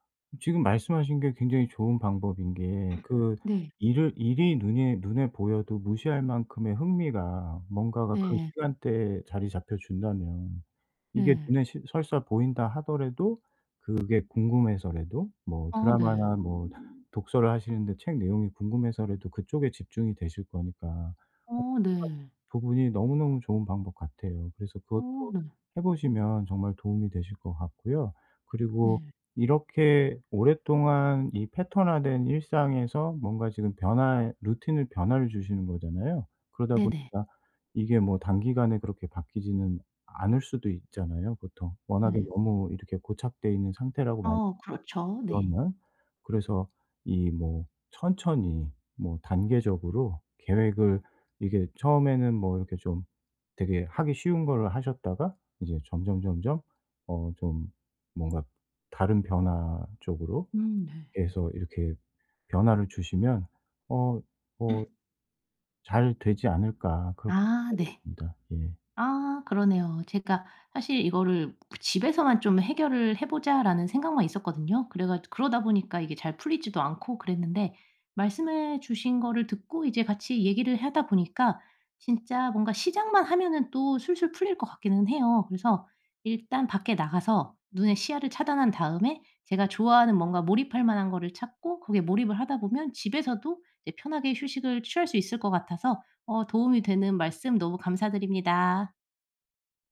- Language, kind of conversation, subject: Korean, advice, 집에서 편안히 쉬고 스트레스를 잘 풀지 못할 때 어떻게 해야 하나요?
- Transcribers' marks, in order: other background noise; cough; cough; "하다" said as "해다"